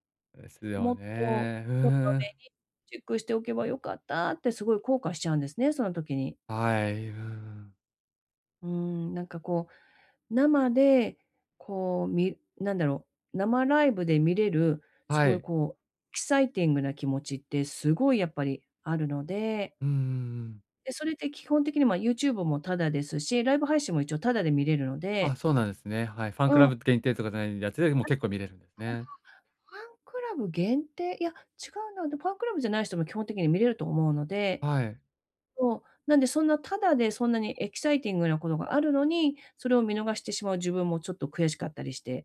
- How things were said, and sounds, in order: tapping
- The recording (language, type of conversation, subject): Japanese, advice, 時間不足で趣味に手が回らない